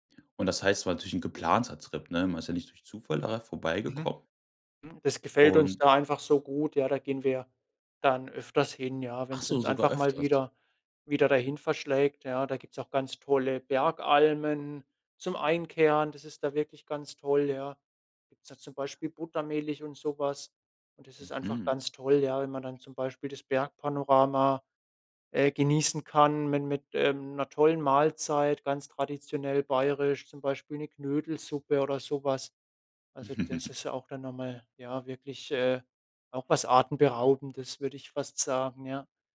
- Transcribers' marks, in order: other noise; chuckle
- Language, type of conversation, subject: German, podcast, Wann hat dir eine Naturerfahrung den Atem geraubt?